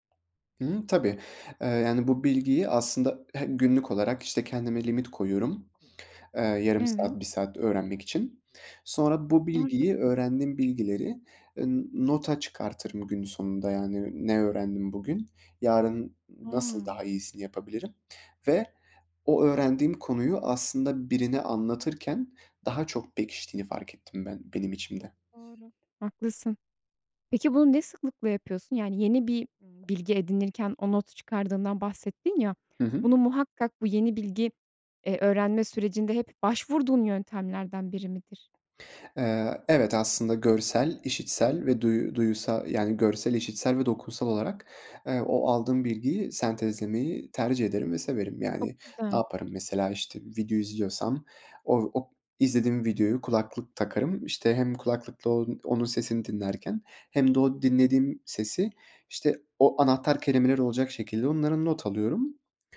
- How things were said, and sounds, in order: other background noise; tapping
- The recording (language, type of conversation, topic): Turkish, podcast, Birine bir beceriyi öğretecek olsan nasıl başlardın?